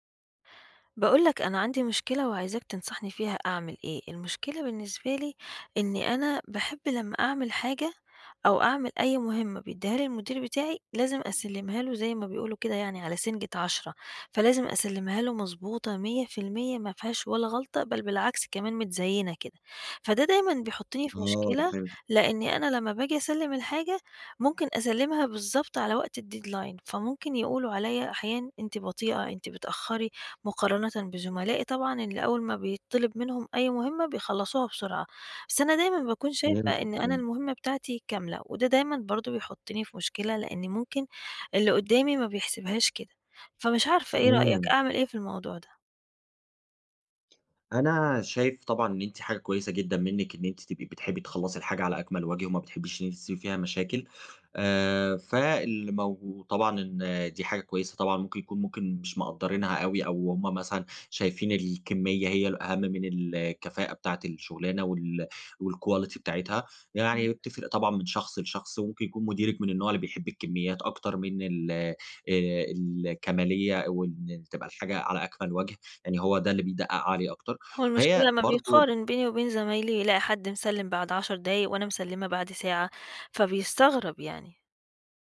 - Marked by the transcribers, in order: in English: "الdeadline"; in English: "والquality"
- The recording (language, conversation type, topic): Arabic, advice, إزاي الكمالية بتخليك تِسوّف وتِنجز شوية مهام بس؟